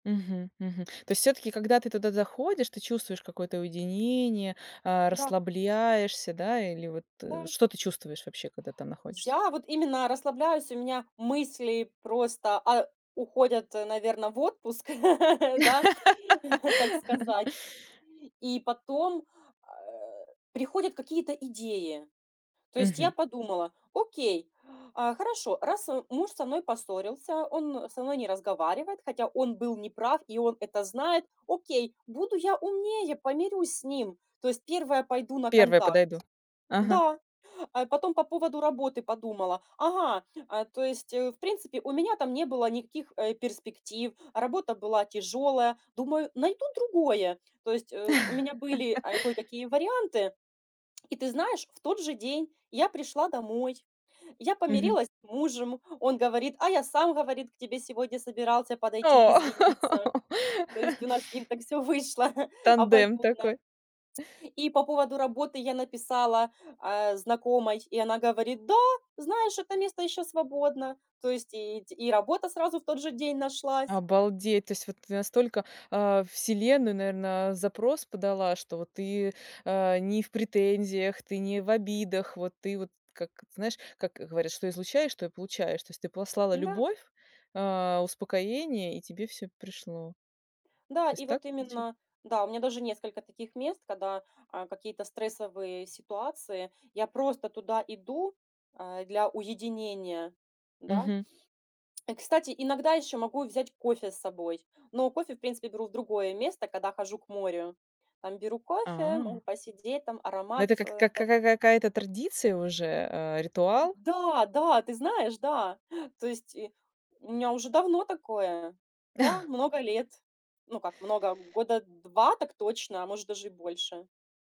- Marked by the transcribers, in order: tapping; laugh; laugh; laugh; chuckle; chuckle
- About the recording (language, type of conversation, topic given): Russian, podcast, Расскажи про прогулку, после которой мир кажется чуть светлее?